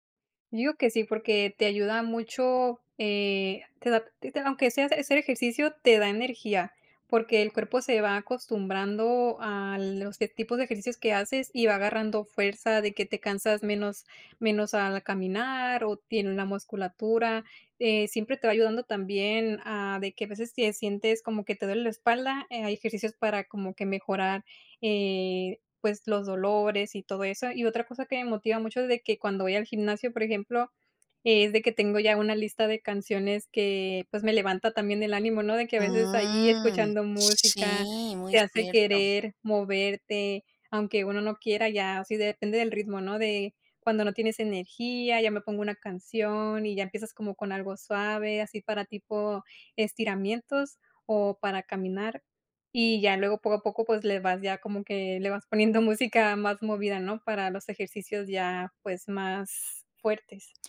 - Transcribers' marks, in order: laughing while speaking: "música"
- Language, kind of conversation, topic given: Spanish, podcast, ¿Cómo te motivas para hacer ejercicio cuando no te dan ganas?